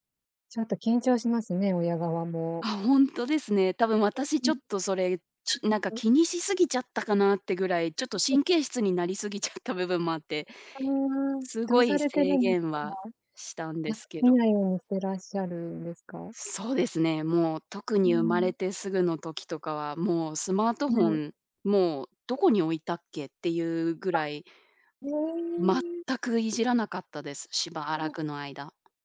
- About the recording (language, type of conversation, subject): Japanese, podcast, 子どものスクリーン時間はどのように決めればよいですか？
- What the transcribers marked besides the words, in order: other background noise; unintelligible speech; tapping